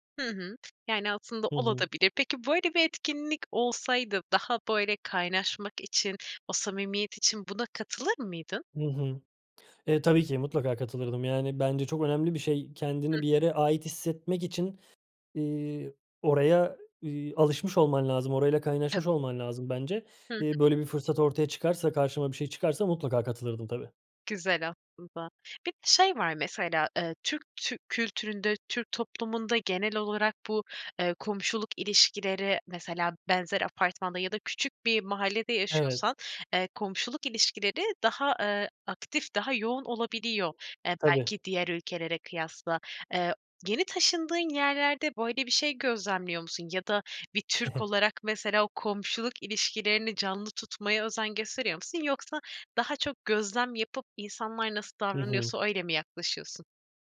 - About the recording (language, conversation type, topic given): Turkish, podcast, Yeni bir semte taşınan biri, yeni komşularıyla ve mahalleyle en iyi nasıl kaynaşır?
- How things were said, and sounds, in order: other background noise; "olabilir de" said as "ola da bilir"; unintelligible speech; unintelligible speech; chuckle